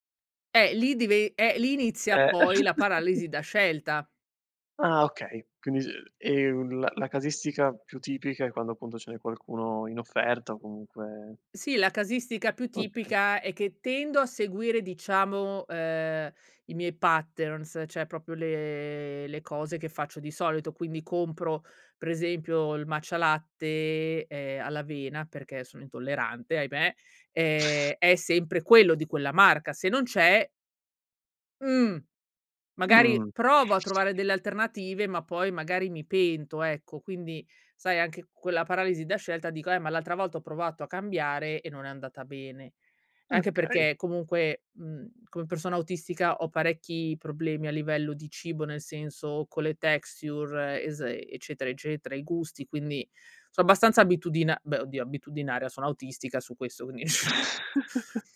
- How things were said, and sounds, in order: giggle; in English: "patterns"; "proprio" said as "propio"; other noise; other background noise; in English: "texture"; chuckle
- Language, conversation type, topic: Italian, podcast, Come riconosci che sei vittima della paralisi da scelta?